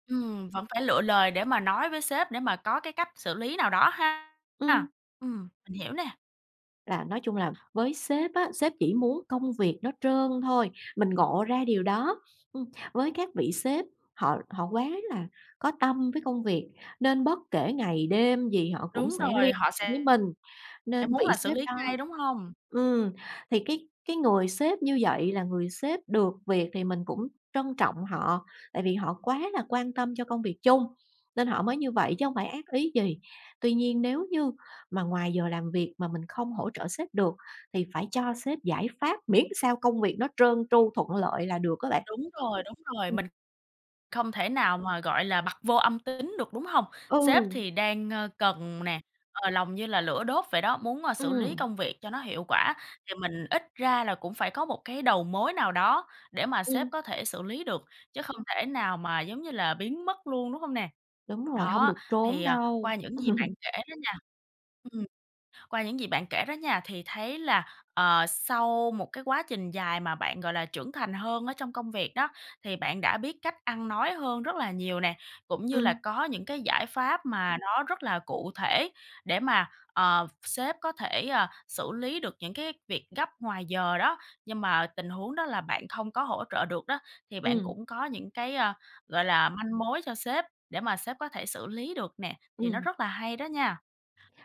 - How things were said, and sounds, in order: other background noise; tapping; chuckle
- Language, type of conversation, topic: Vietnamese, podcast, Bạn sẽ nói gì khi sếp thường xuyên nhắn việc ngoài giờ?